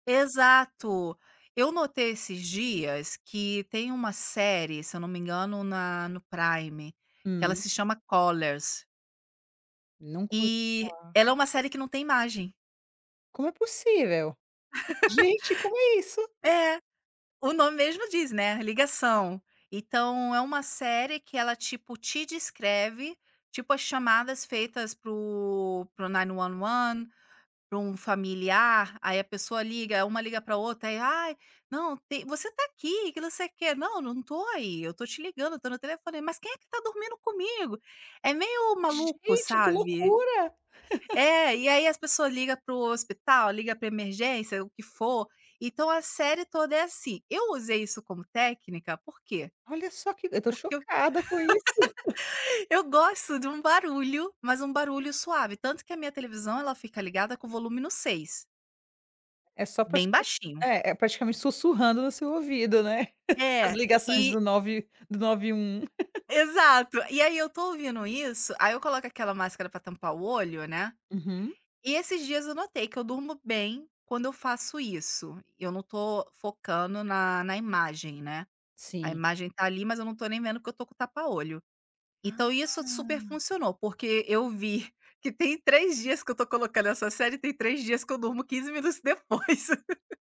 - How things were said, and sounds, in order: laugh; in English: "nine one one"; chuckle; laugh; chuckle; tapping; chuckle; laugh; other background noise; drawn out: "Ah!"; laugh
- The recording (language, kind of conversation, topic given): Portuguese, advice, Como posso lidar com a dificuldade de desligar as telas antes de dormir?